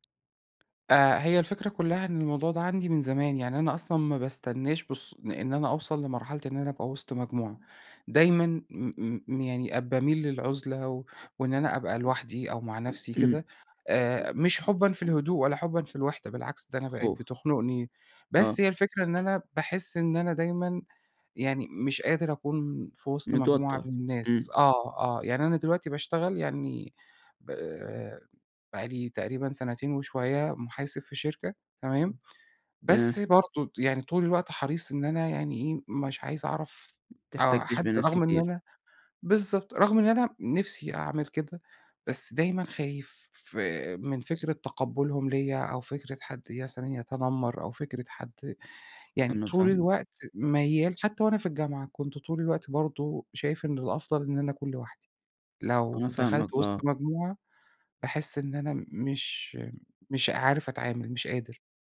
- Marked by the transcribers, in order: tapping
- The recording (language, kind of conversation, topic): Arabic, advice, إزاي أقدر أوصف قلقي الاجتماعي وخوفي من التفاعل وسط مجموعات؟